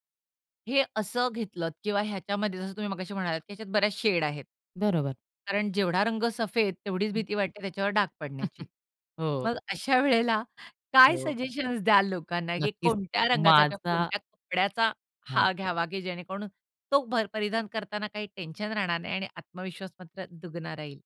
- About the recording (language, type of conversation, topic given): Marathi, podcast, कोणते रंग तुमचा आत्मविश्वास वाढवतात?
- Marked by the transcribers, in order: chuckle; tapping; laughing while speaking: "अशा वेळेला काय सजेशन्स"